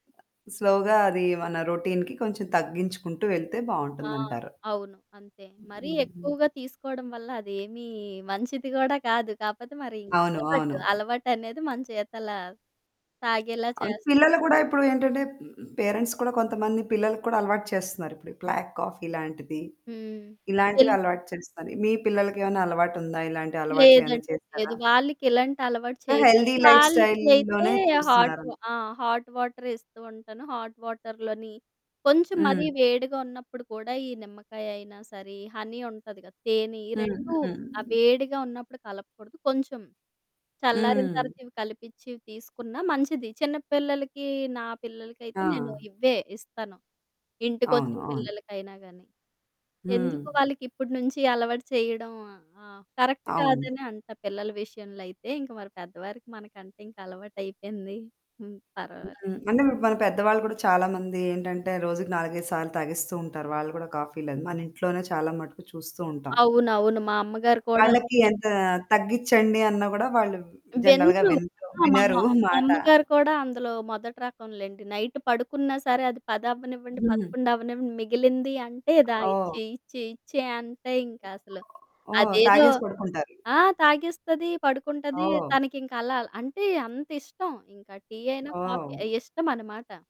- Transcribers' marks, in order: other background noise; static; in English: "స్లోగా"; in English: "రొటీన్‌కి"; distorted speech; in English: "పేరెంట్స్"; in English: "బ్లాక్ కాఫి"; in English: "హెల్తీ లైఫ్‌స్టైల్"; in English: "హాట్"; in English: "హాట్ వాటర్"; in English: "హాట్ వాటర్"; in English: "హనీ"; in English: "కరెక్ట్"; in English: "జనరల్‌గా"; in English: "నైట్"; in English: "కాఫీ"
- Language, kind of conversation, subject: Telugu, podcast, కాఫీ లేదా టీ తాగితే నిజంగానే మన దృష్టి కేంద్రీకరణ పెరుగుతుందా?